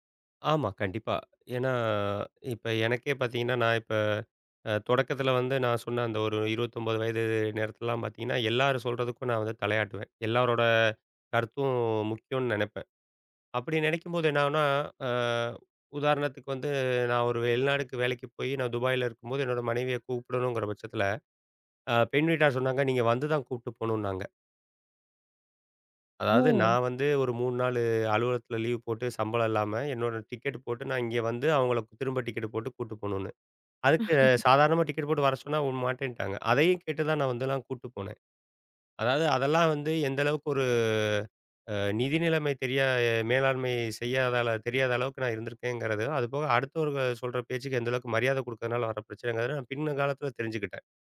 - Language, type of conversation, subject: Tamil, podcast, பணத்தை இன்றே செலவிடலாமா, சேமிக்கலாமா என்று நீங்கள் எப்படி முடிவு செய்கிறீர்கள்?
- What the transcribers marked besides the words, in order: drawn out: "ஏன்னா"; drawn out: "அ"; other background noise; chuckle; drawn out: "ஒரு"